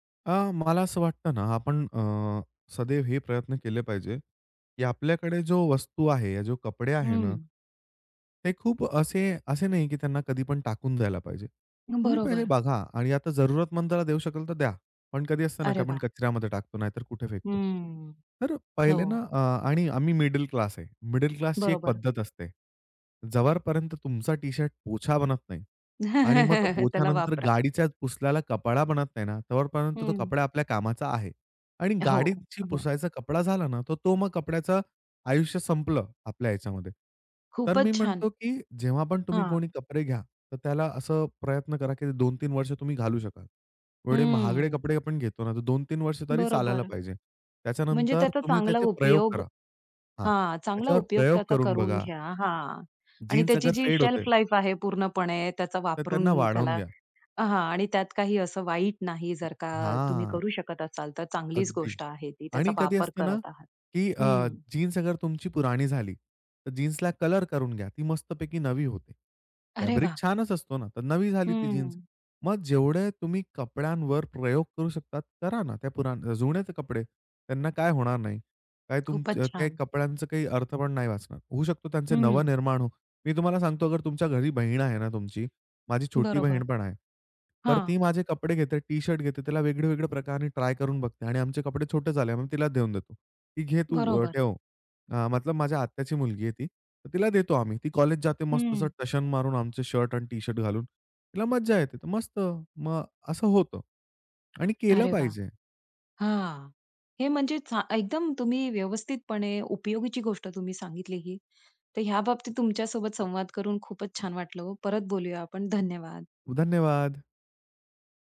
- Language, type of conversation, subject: Marathi, podcast, जुन्या कपड्यांना नवीन रूप देण्यासाठी तुम्ही काय करता?
- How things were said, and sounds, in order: "जोपर्यंत" said as "जवरपर्यंत"; tapping; chuckle; "कपडा" said as "कपाडा"; "तोपर्यंत" said as "तवरपर्यंत"; other background noise; in English: "शेल्फ"; in English: "फॅब्रिक"